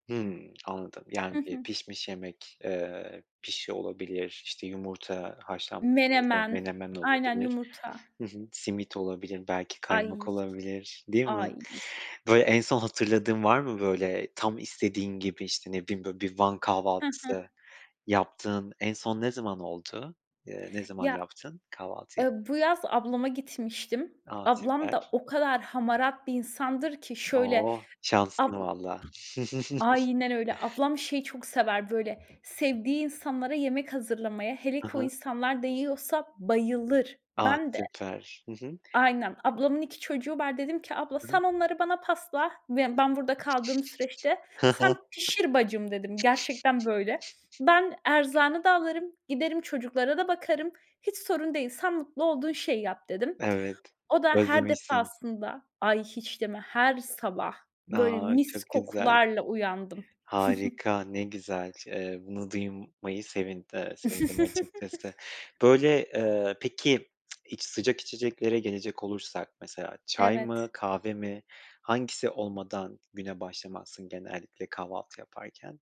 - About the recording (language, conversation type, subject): Turkish, podcast, İyi bir kahvaltı senin için ne ifade ediyor?
- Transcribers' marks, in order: tapping; other background noise; chuckle; stressed: "bayılır"; chuckle; chuckle; tsk